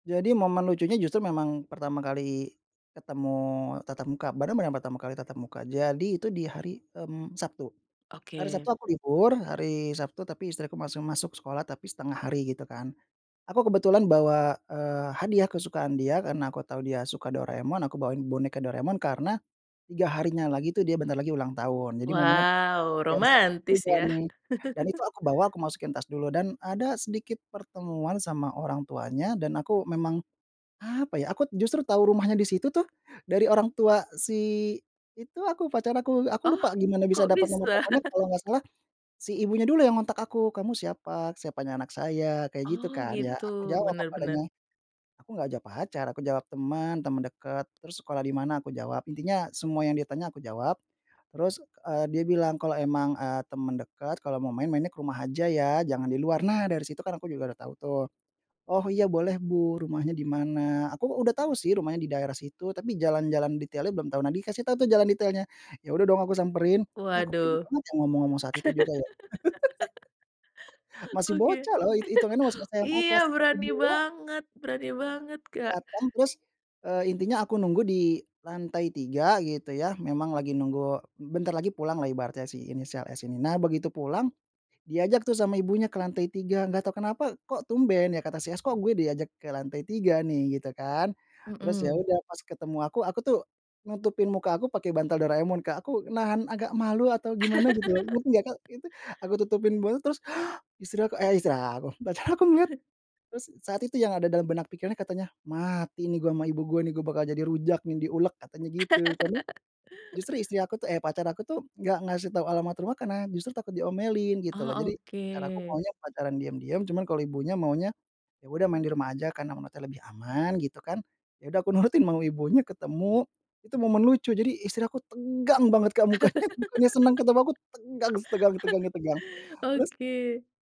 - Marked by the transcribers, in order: other background noise; laugh; laughing while speaking: "bisa?"; laugh; tapping; laugh; laughing while speaking: "Oke"; chuckle; laugh; laugh; gasp; laughing while speaking: "pacar aku ngeliat"; chuckle; laugh; laughing while speaking: "aku nurutin mau ibunya"; laughing while speaking: "mukanya"; laugh; laugh
- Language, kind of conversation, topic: Indonesian, podcast, Apa ritual akhir pekan yang selalu kamu tunggu-tunggu?